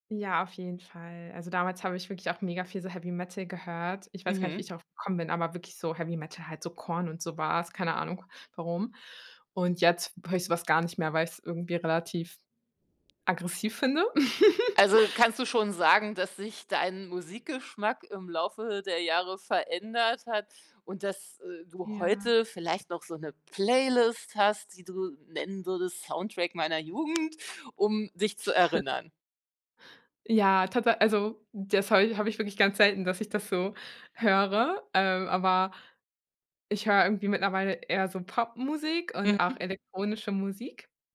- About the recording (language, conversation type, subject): German, podcast, Was wäre der Soundtrack deiner Jugend?
- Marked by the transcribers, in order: laugh; anticipating: "Playlist"; joyful: "Soundtrack meiner Jugend, um dich zu erinnern?"; giggle